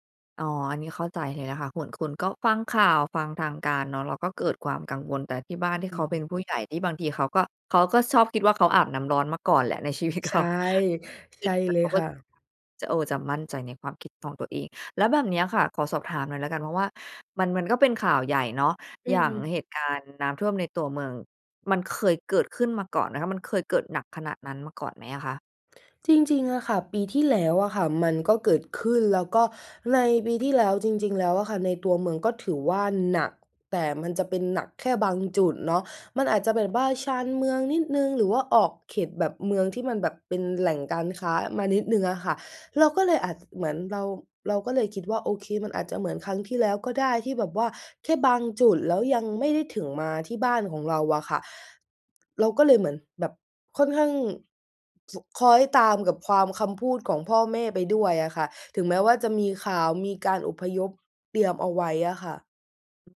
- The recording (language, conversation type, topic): Thai, advice, ฉันควรจัดการเหตุการณ์ฉุกเฉินในครอบครัวอย่างไรเมื่อยังไม่แน่ใจและต้องรับมือกับความไม่แน่นอน?
- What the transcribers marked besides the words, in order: laughing while speaking: "ชีวิตเขา"; unintelligible speech; other background noise